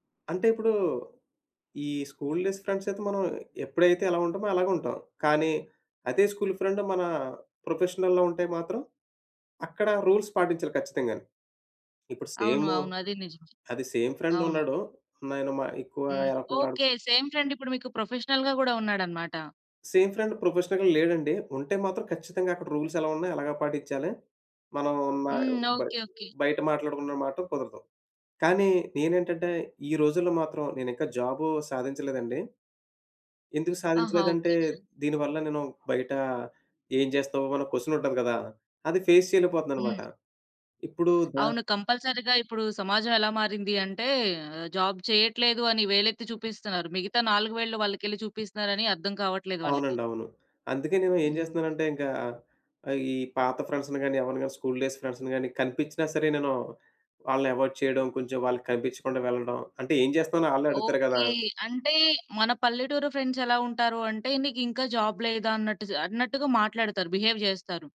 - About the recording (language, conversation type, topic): Telugu, podcast, పాత పరిచయాలతో మళ్లీ సంబంధాన్ని ఎలా పునరుద్ధరించుకుంటారు?
- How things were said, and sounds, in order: in English: "స్కూల్ డేస్"; in English: "స్కూల్ ఫ్రెండ్"; in English: "ప్రొఫెషనల్‌లో"; in English: "రూల్స్"; in English: "సేమ్"; in English: "సేమ్"; in English: "ప్రొఫెషనల్‌గా"; in English: "సేమ్ ఫ్రెండ్ ప్రొఫెషనల్‌గా"; in English: "రూల్స్"; other background noise; in English: "ఫేస్"; tapping; in English: "కంపల్సరీగా"; in English: "జాబ్"; in English: "ఫ్రెండ్స్‌ని"; in English: "స్కూల్ డేస్ ఫ్రెండ్స్‌ని"; in English: "ఎవాయిడ్"; in English: "జాబ్"; in English: "బిహేవ్"